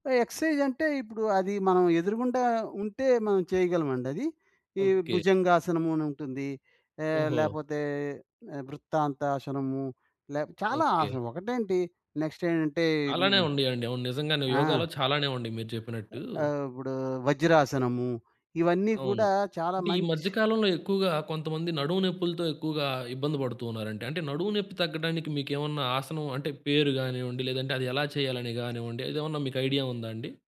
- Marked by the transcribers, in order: in English: "ఎక్సర్సైజ్"; in English: "నెక్స్ట్"; other background noise
- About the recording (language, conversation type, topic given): Telugu, podcast, ఒక్క నిమిషం ధ్యానం చేయడం మీకు ఏ విధంగా సహాయపడుతుంది?